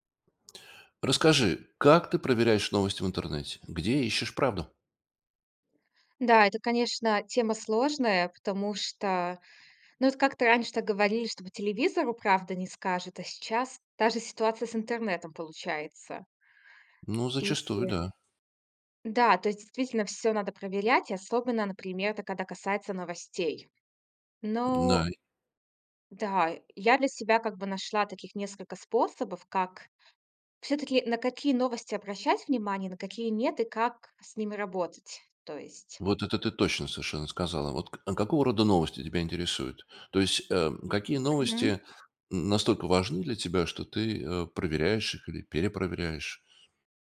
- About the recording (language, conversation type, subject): Russian, podcast, Как ты проверяешь новости в интернете и где ищешь правду?
- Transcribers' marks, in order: other background noise